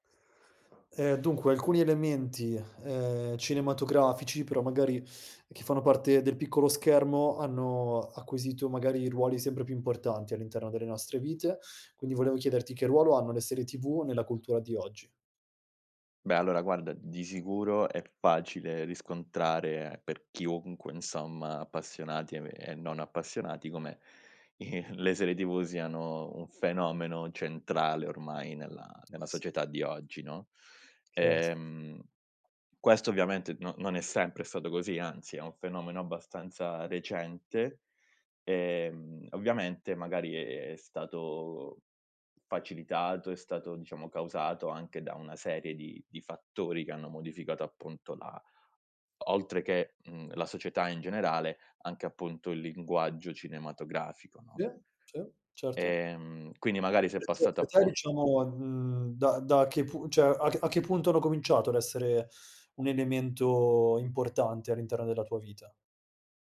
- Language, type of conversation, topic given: Italian, podcast, Che ruolo hanno le serie TV nella nostra cultura oggi?
- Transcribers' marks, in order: "Scherzo" said as "cherzo"; unintelligible speech; "elemento" said as "enemento"